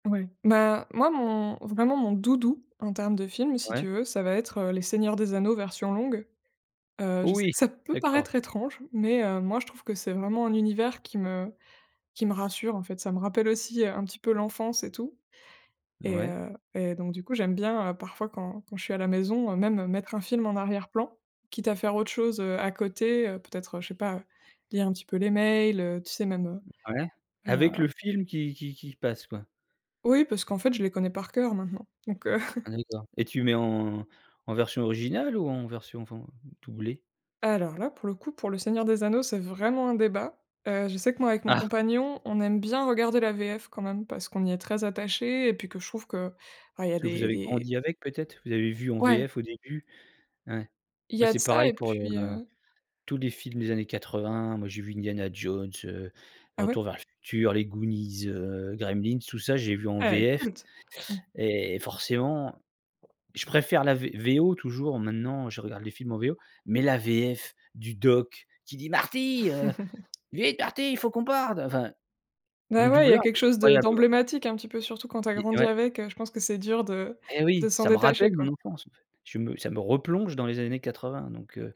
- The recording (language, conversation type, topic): French, podcast, Quel film ou quel livre te réconforte à coup sûr ?
- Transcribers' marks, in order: stressed: "doudou"; chuckle; stressed: "vraiment"; tapping; other background noise; put-on voice: "Marty, heu, vite, Marty, il faut qu'on parte !"; chuckle; "parde" said as "parte"; stressed: "rappelle"; stressed: "replonge"